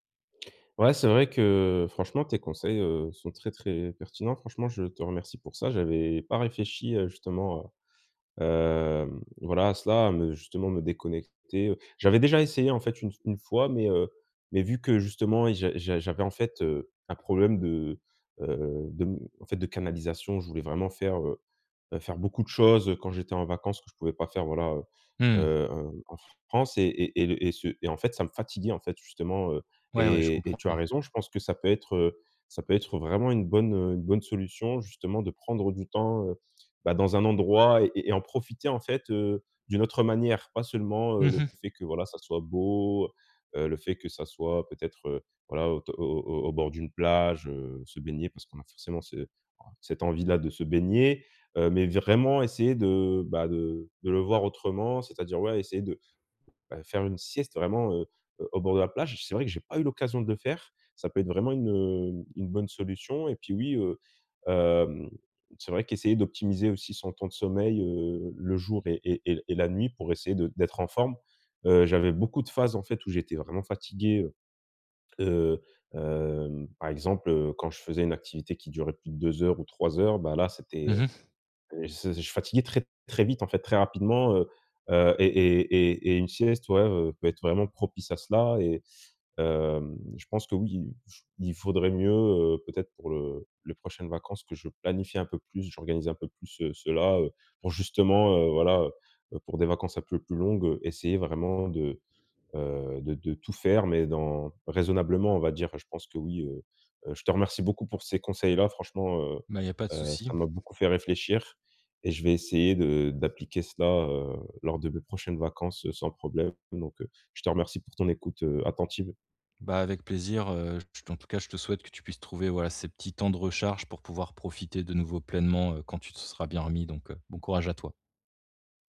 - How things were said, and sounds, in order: tapping; other background noise
- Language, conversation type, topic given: French, advice, Comment gérer la fatigue et la surcharge pendant les vacances sans rater les fêtes ?